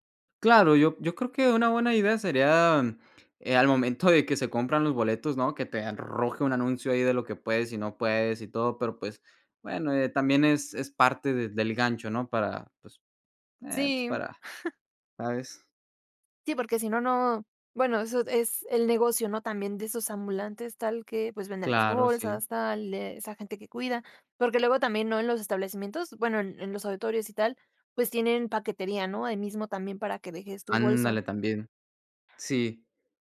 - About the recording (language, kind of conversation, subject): Spanish, podcast, ¿Qué consejo le darías a alguien que va a su primer concierto?
- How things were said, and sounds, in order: other background noise; chuckle; tapping